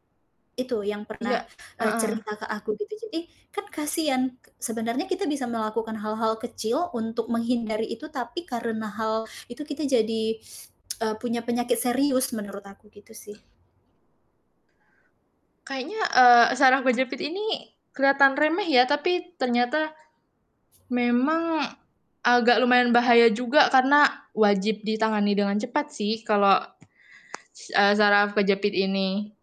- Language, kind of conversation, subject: Indonesian, podcast, Bagaimana cara tetap aktif meski harus duduk bekerja seharian?
- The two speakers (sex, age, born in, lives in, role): female, 18-19, Indonesia, Indonesia, host; female, 30-34, Indonesia, Indonesia, guest
- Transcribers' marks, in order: static; distorted speech; tsk; other background noise; tapping